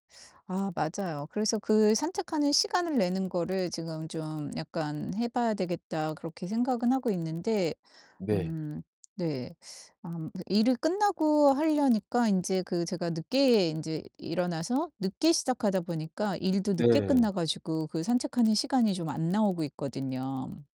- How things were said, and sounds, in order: distorted speech
- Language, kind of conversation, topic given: Korean, advice, 건강한 수면과 식습관을 유지하기 어려운 이유는 무엇인가요?